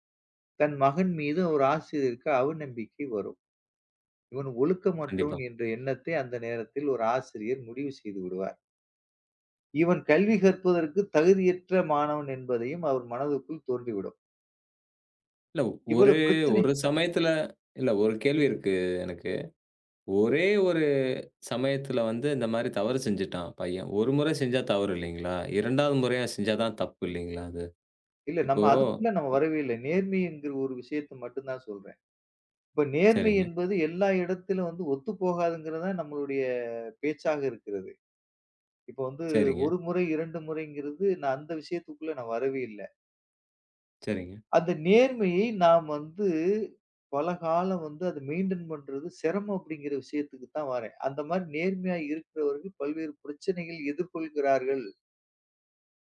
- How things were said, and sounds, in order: drawn out: "நம்மளுடைய"; in English: "மெயின்டைன்"
- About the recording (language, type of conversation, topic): Tamil, podcast, நேர்மை நம்பிக்கையை உருவாக்குவதில் எவ்வளவு முக்கியம்?